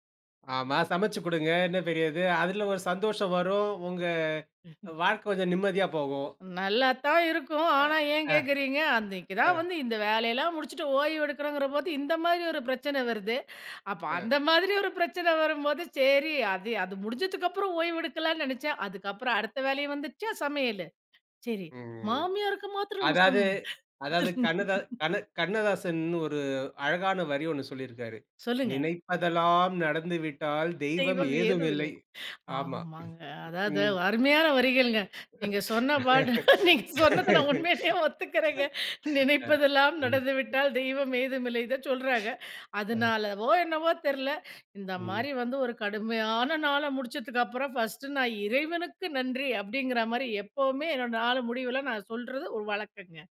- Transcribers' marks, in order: chuckle; laugh; laughing while speaking: "தெய்வம் ஏதுமில்லை"; tapping; laugh; laughing while speaking: "நீங்க சொன்னத நான் உண்மையிலேயே ஒத்துக்குறேங்க. நினைப்பதெல்லாம் நடந்துவிட்டால் தெய்வம் ஏதுமில்லை, இதச்சொல்றாங்க"; other noise; other background noise
- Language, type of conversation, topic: Tamil, podcast, ஒரு கடுமையான நாள் முடிந்த பிறகு நீங்கள் எப்படி ஓய்வெடுக்கிறீர்கள்?